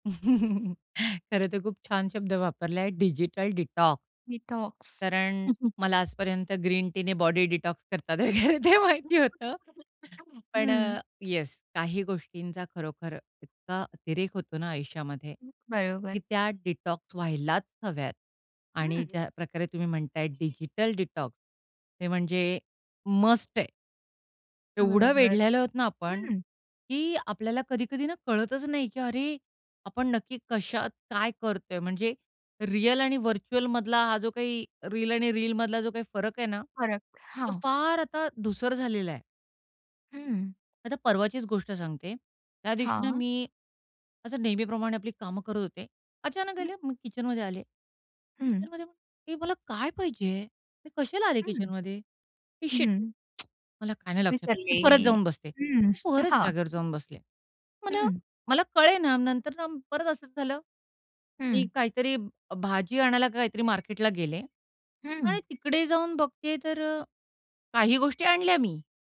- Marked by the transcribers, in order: chuckle; in English: "डिटॉक्स"; in English: "डिटॉक्स"; other background noise; chuckle; in English: "डिटॉक्स"; laughing while speaking: "वगैरे ते माहिती होतं"; unintelligible speech; in English: "डिटॉक्स"; in English: "डिटॉक्स"; in English: "व्हर्चुअल"; tsk; put-on voice: "विसरले"; tapping
- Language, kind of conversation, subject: Marathi, podcast, डिजिटल डीटॉक्स कधी आणि कसा करतोस?